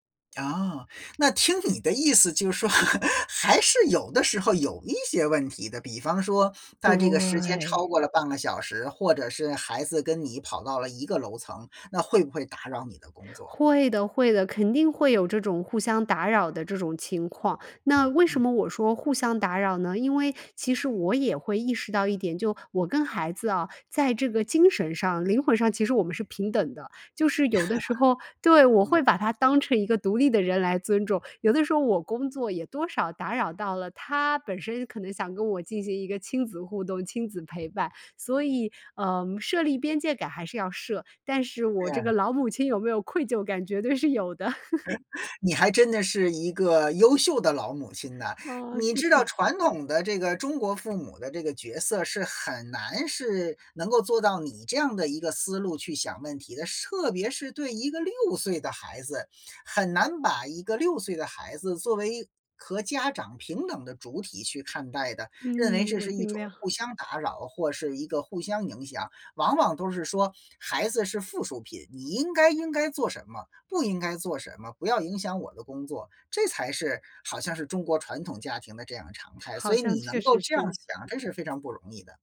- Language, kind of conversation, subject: Chinese, podcast, 遇到孩子或家人打扰时，你通常会怎么处理？
- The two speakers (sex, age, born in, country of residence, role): female, 30-34, China, United States, guest; male, 45-49, China, United States, host
- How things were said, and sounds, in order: laugh; laugh; laughing while speaking: "老母亲有没有愧疚感，绝对是有的"; laugh; other noise